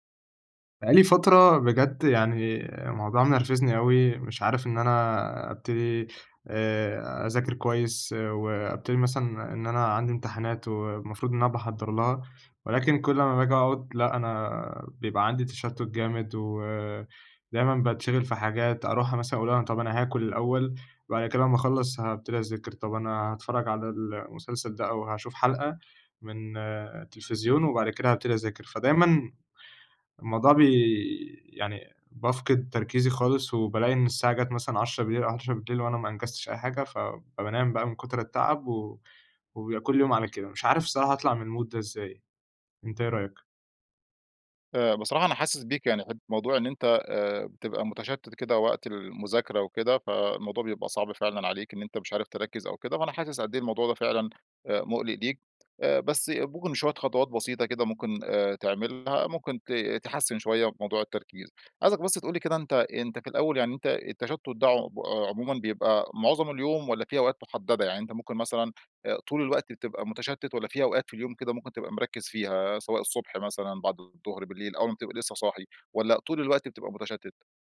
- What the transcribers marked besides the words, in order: in English: "المود"
- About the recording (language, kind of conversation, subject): Arabic, advice, إزاي أتعامل مع التشتت وقلة التركيز وأنا بشتغل أو بذاكر؟